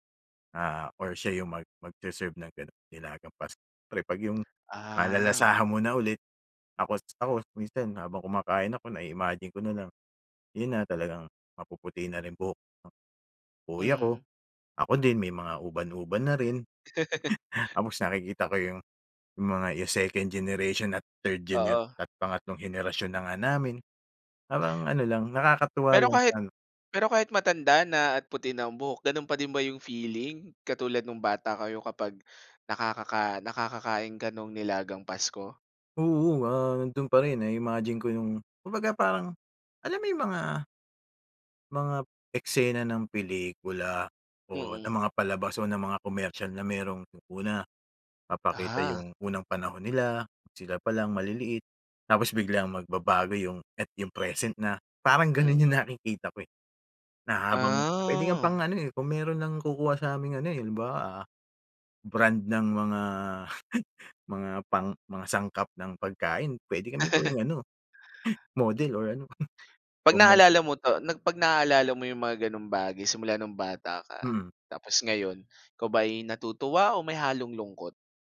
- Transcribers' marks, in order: other background noise; chuckle; laugh; tapping; drawn out: "Ah"; chuckle; chuckle; chuckle
- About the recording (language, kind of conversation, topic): Filipino, podcast, Anong tradisyonal na pagkain ang may pinakamatingkad na alaala para sa iyo?